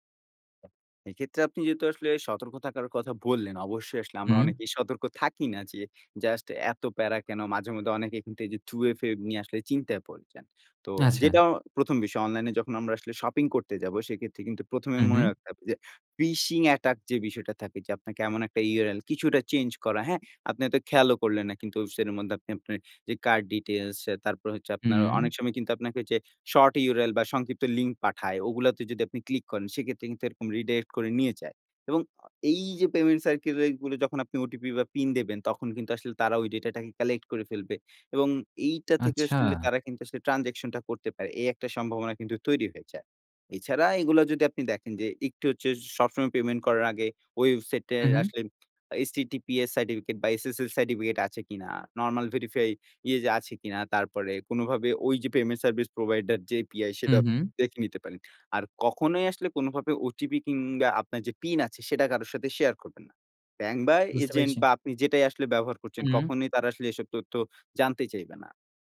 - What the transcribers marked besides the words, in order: other background noise; in English: "রিডাইরেক্ট"; in English: "ট্রান্সেকশন"; tapping; in English: "প্রোভাইডার"
- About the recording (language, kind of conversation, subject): Bengali, podcast, আপনি অনলাইনে লেনদেন কীভাবে নিরাপদ রাখেন?